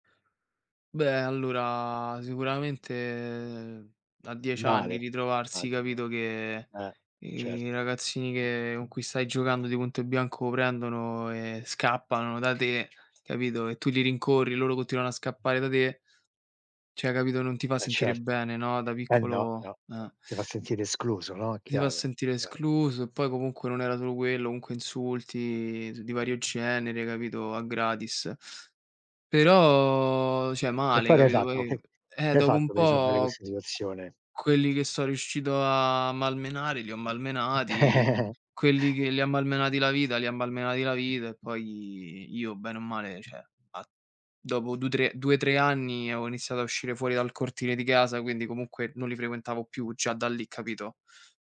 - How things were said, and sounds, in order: tapping; "continuano" said as "cottinuano"; "cioè" said as "ceh"; "cioè" said as "ceh"; other background noise; chuckle; "cioè" said as "ceh"; "avevo" said as "aveo"; "già" said as "cià"
- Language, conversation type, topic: Italian, unstructured, Perché pensi che nella società ci siano ancora tante discriminazioni?